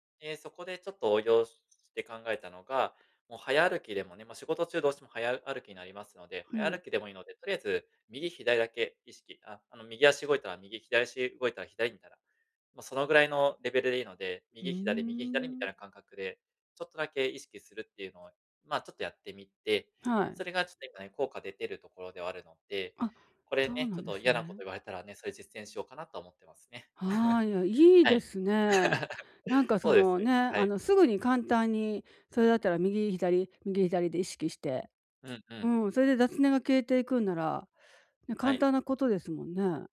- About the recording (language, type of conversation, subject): Japanese, advice, 呼吸で感情を整える方法
- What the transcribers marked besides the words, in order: chuckle; laugh; tapping